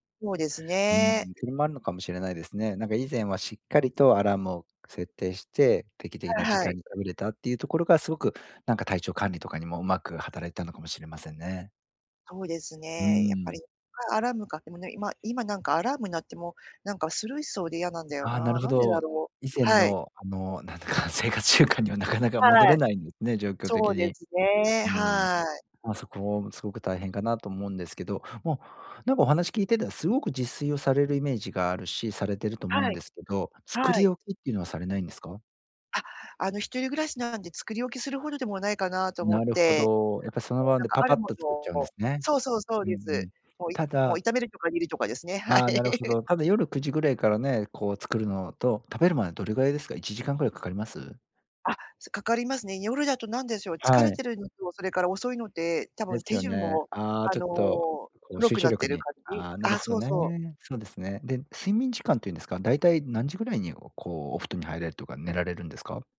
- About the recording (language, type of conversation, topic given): Japanese, advice, 食事の時間が不規則で体調を崩している
- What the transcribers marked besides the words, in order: laughing while speaking: "なんだか、生活習慣にはなかなか"; laughing while speaking: "はい"; laugh